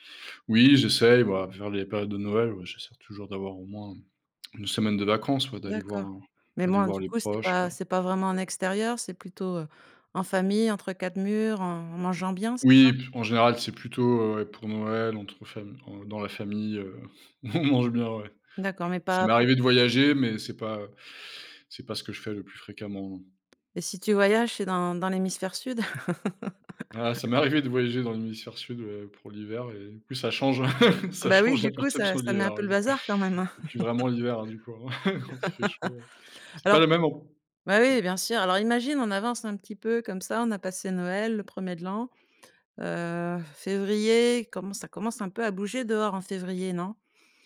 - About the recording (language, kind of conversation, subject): French, podcast, Quelle leçon tires-tu des changements de saison ?
- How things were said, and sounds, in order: unintelligible speech; other background noise; laugh; laughing while speaking: "arrivé"; chuckle; laughing while speaking: "la perception"; chuckle; laugh; chuckle; tapping